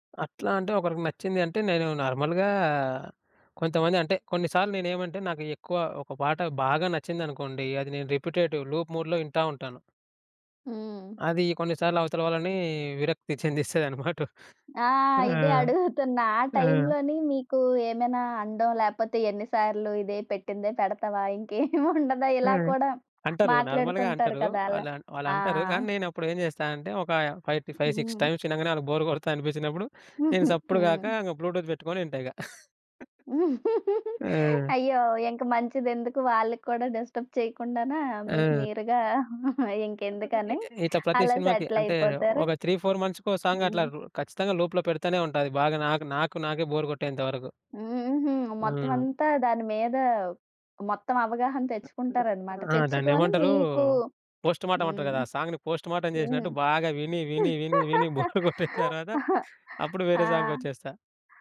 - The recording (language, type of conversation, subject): Telugu, podcast, నిరాశగా ఉన్న సమయంలో మీకు బలం ఇచ్చిన పాట ఏది?
- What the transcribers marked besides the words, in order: in English: "నార్మల్‌గా"; in English: "రిపిటేటివ్ లూప్ మూడ్‌లో"; chuckle; giggle; in English: "నార్మల్‌గా"; in English: "ఫైవ్ ఫి ఫైవ్ సిక్స్ టైమ్స్"; in English: "బోర్"; giggle; in English: "బ్లూటూత్"; giggle; in English: "డిస్టర్బ్"; chuckle; in English: "సెటిల్"; in English: "త్రీ, ఫోర్ మంత్స్‌కి"; in English: "సాంగ్"; in English: "లోప్‌లో"; in English: "బోర్"; in English: "పోస్ట్ మర్టం"; in English: "సాంగ్‌ని పోస్ట్ మర్టం"; in English: "బోర్"; giggle; lip smack; in English: "సాంగ్‌కొచ్చేస్తా"; laugh